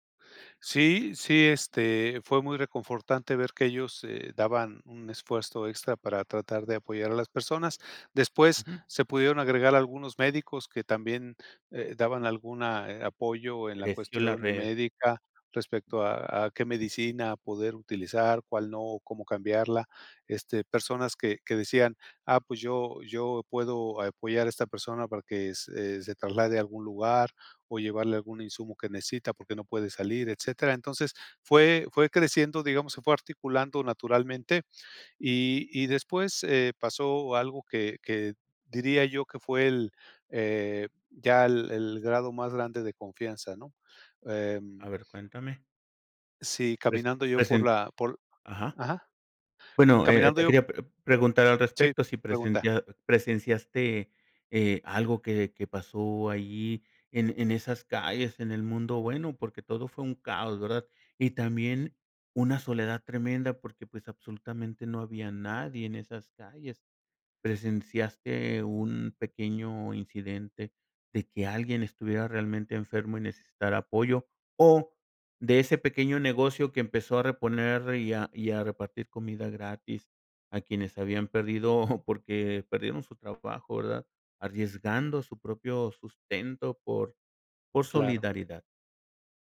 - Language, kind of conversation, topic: Spanish, podcast, ¿Cuál fue tu encuentro más claro con la bondad humana?
- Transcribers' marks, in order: other background noise; tapping; chuckle